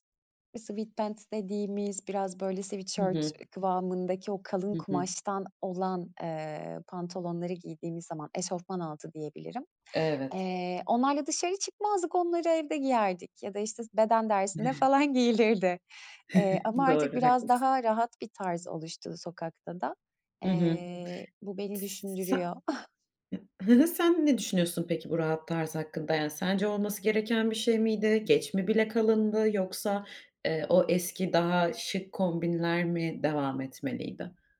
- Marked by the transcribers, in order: in English: "Sweatpants"; in English: "sweatshirt"; chuckle; tapping; other background noise; unintelligible speech; giggle
- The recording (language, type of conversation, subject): Turkish, podcast, Giydiklerin ruh hâlini sence nasıl etkiler?